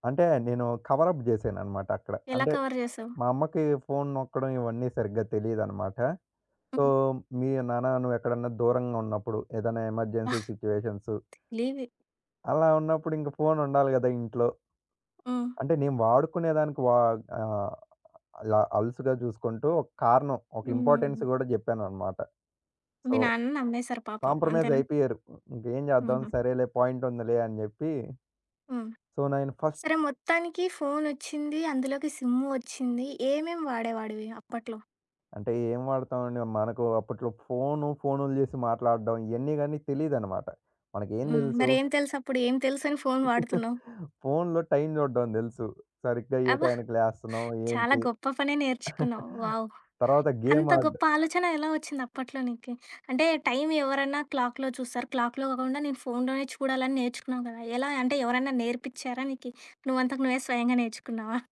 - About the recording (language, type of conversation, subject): Telugu, podcast, ఫోన్ లేకుండా ఒకరోజు మీరు ఎలా గడుపుతారు?
- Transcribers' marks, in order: in English: "కవర్ అప్"; in English: "కవర్"; in English: "సో"; in English: "ఎమర్జెన్సీ సిచ్యుయేషన్స్"; chuckle; other background noise; in English: "ఇంపార్‌టెన్స్"; in English: "సో కాంప్రమైజ్"; in English: "పాయింట్"; in English: "సో"; in English: "ఫస్ట్"; in English: "సిమ్"; chuckle; in English: "వావ్!"; giggle; in English: "క్లాక్‌లో"; in English: "క్లాక్‌లో"